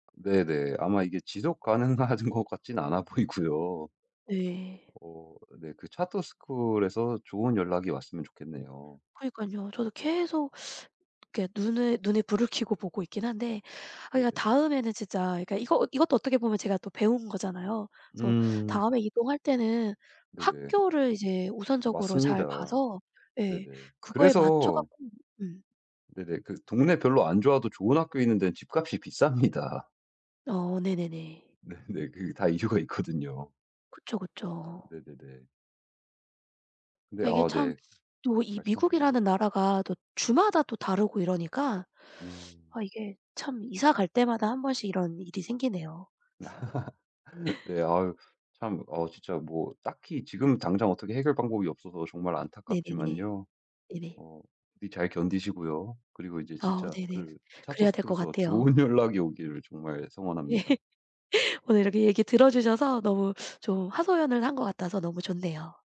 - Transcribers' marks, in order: tapping; other background noise; laughing while speaking: "가능한 것"; laughing while speaking: "보이고요"; in English: "차터 스쿨에서"; laughing while speaking: "비쌉니다"; laughing while speaking: "네네"; laughing while speaking: "이유가 있거든요"; teeth sucking; laugh; in English: "차터 스쿨에서"; laughing while speaking: "좋은 연락이"; laughing while speaking: "예"
- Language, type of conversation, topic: Korean, advice, 통근 거리가 늘어난 뒤 생활 균형이 어떻게 무너졌나요?